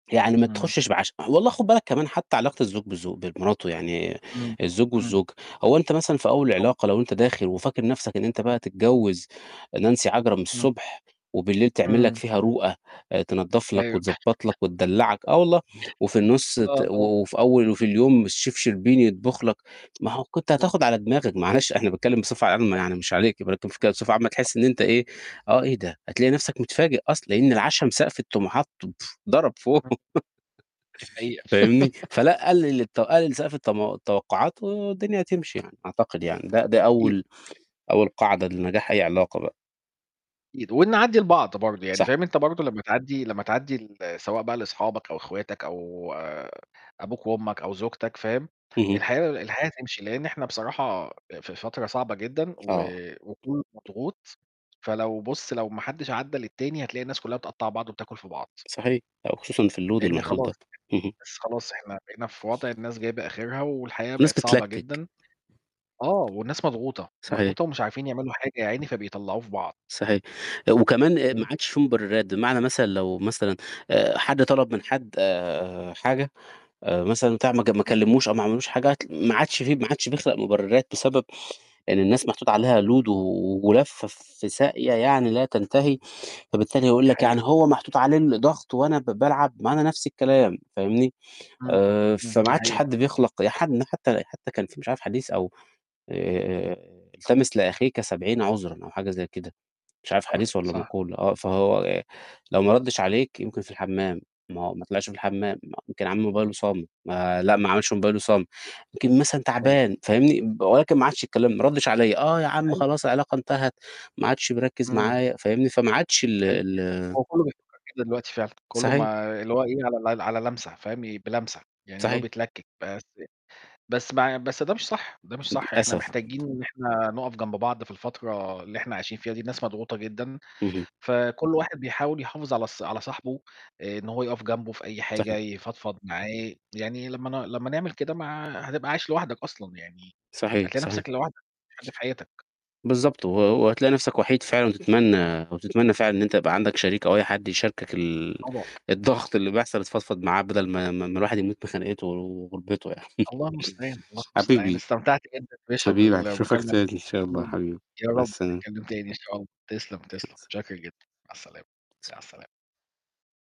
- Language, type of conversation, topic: Arabic, unstructured, هل ممكن العلاقة تكمل بعد ما الثقة تضيع؟
- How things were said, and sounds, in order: unintelligible speech; chuckle; other noise; in English: "الchef"; tapping; laughing while speaking: "فوق"; laugh; other background noise; distorted speech; in English: "الload"; static; unintelligible speech; unintelligible speech; laughing while speaking: "يعني"